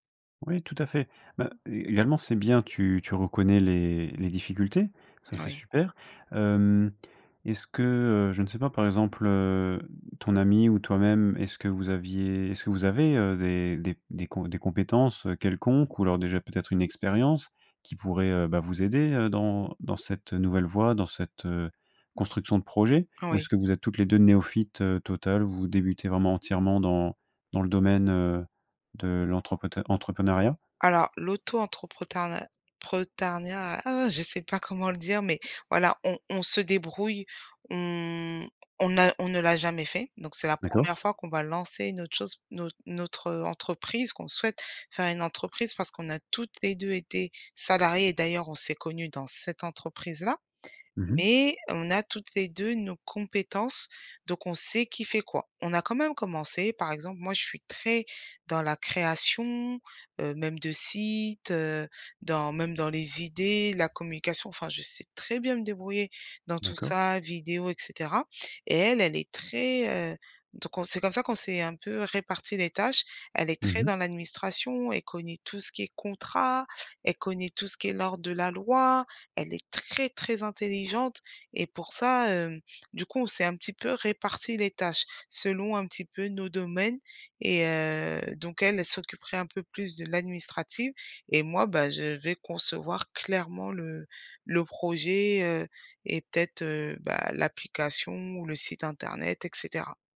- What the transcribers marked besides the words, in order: "l'auto-entrepreneuriat" said as "l'auto-entreprotarn pretarniat"; drawn out: "on"; tapping; stressed: "très très intelligente"
- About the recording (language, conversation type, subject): French, advice, Comment surmonter mon hésitation à changer de carrière par peur d’échouer ?